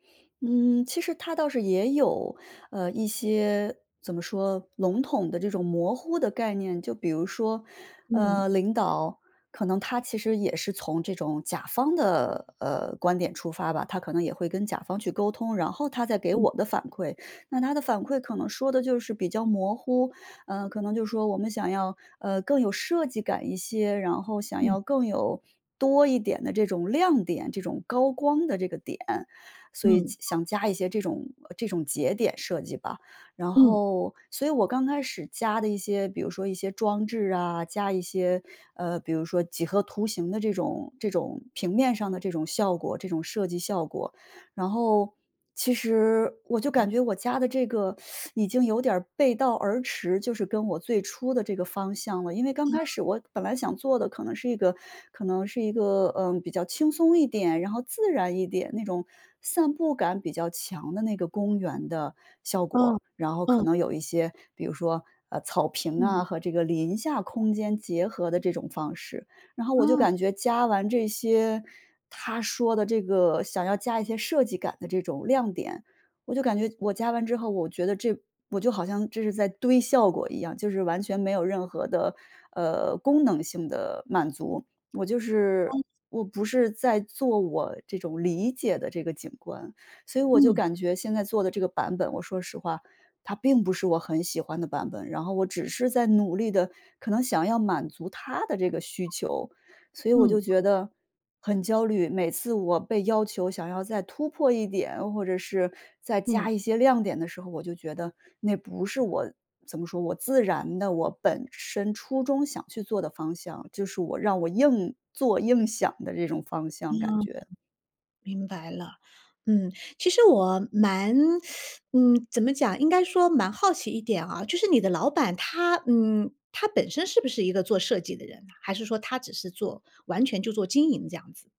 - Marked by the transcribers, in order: other background noise; teeth sucking; tapping; other noise; teeth sucking
- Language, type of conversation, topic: Chinese, advice, 反复修改后为什么仍然感觉创意停滞？